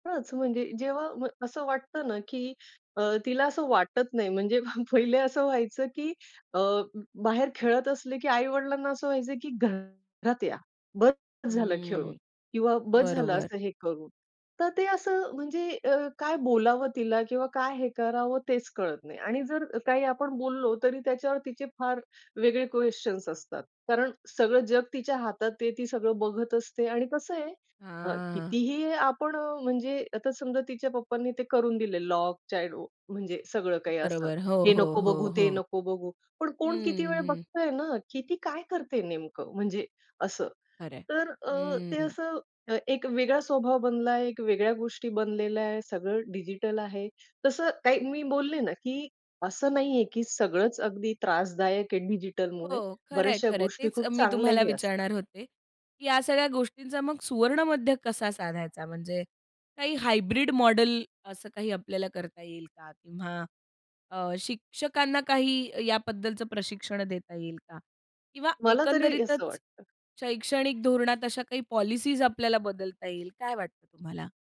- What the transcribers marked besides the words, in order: laughing while speaking: "पहिले"; other background noise; drawn out: "हां"; other noise; tapping; in English: "हायब्रिड"
- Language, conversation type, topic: Marathi, podcast, डिजिटल शिक्षणामुळे काय चांगलं आणि वाईट झालं आहे?